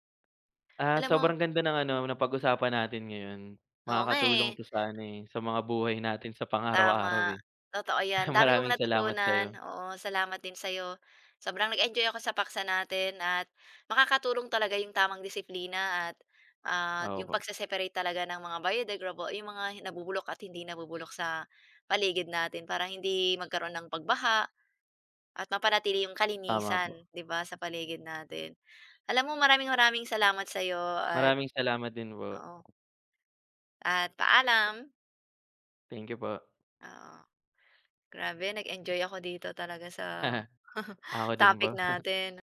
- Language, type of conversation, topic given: Filipino, unstructured, Ano ang reaksyon mo kapag may nakikita kang nagtatapon ng basura kung saan-saan?
- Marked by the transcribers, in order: snort; "biodegradable-" said as "biodegrable"; tapping; chuckle; snort; chuckle